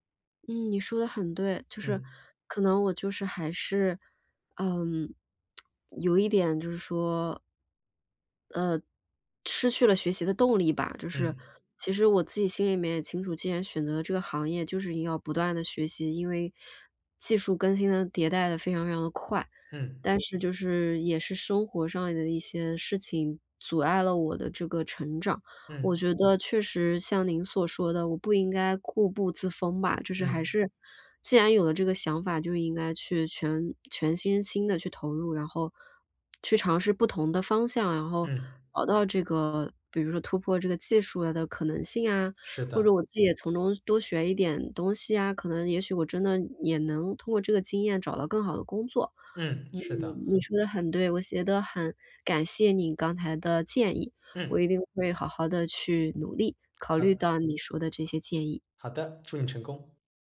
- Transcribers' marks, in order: tsk
- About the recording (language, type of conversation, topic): Chinese, advice, 我怎样把不确定性转化为自己的成长机会？